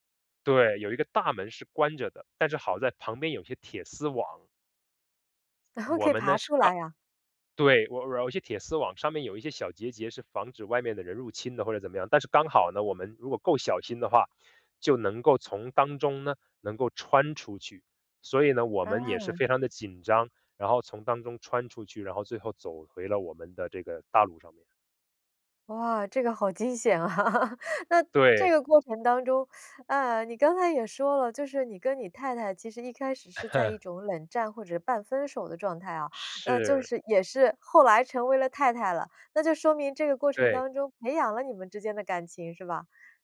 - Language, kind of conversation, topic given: Chinese, podcast, 你最难忘的一次迷路经历是什么？
- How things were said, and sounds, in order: other background noise; chuckle; laughing while speaking: "险啊"; chuckle